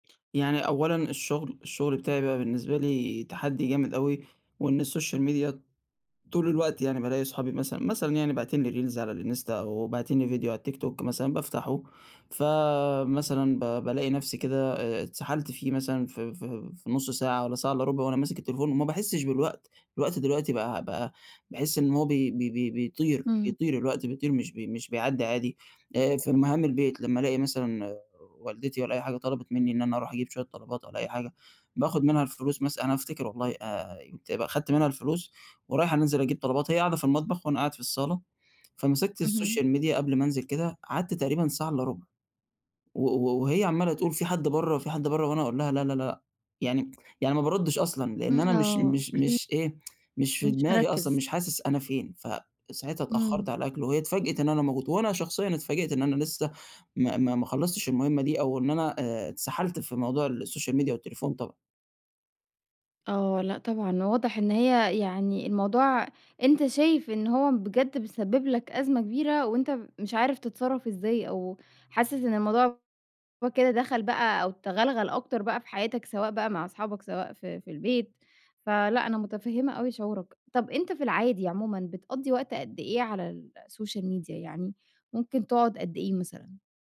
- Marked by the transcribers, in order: in English: "السوشيال ميديا"; in English: "reels"; in English: "السوشيال ميديا"; tsk; in English: "السوشيال ميديا"; in English: "السوشيال ميديا"
- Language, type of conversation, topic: Arabic, advice, إزاي بتضيع وقتك على السوشيال ميديا بدل ما تخلص اللي وراك؟